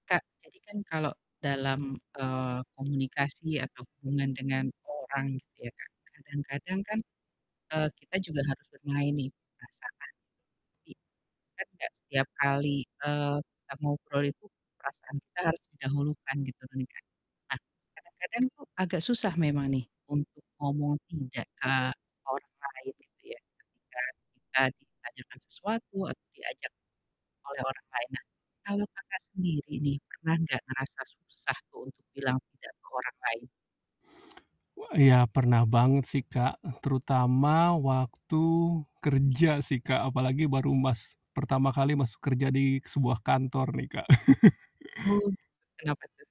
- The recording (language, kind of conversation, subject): Indonesian, podcast, Pernahkah kamu merasa sulit mengatakan tidak kepada orang lain?
- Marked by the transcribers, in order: distorted speech; other background noise; laugh